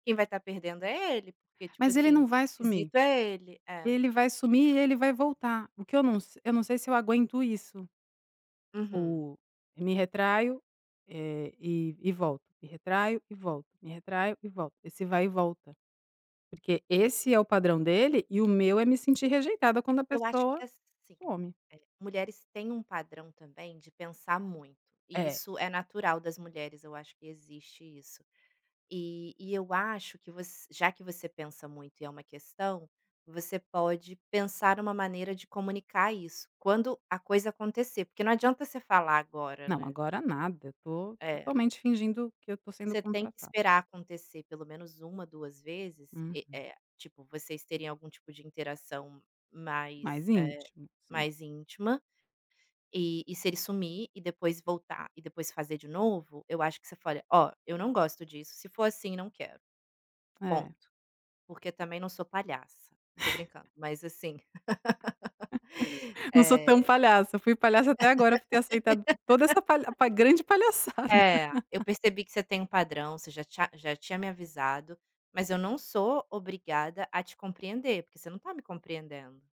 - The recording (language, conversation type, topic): Portuguese, advice, Como posso superar a hesitação de iniciar um namoro por medo de ser rejeitado?
- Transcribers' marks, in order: tapping; chuckle; laugh; laughing while speaking: "palhaçada"; laugh